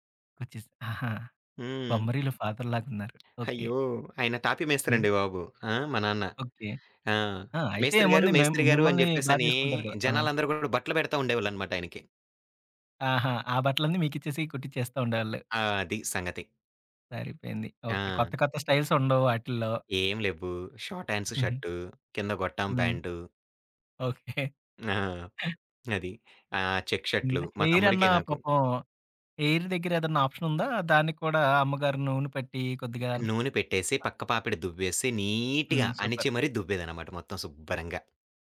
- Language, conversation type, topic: Telugu, podcast, నీ స్టైల్‌కు ప్రేరణ ఎవరు?
- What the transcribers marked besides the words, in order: other background noise; tapping; in English: "షార్ట్ హ్యాండ్స్"; in English: "చెక్"; in English: "హెయిర్"; in English: "నీట్‌గా"; in English: "సూపర్"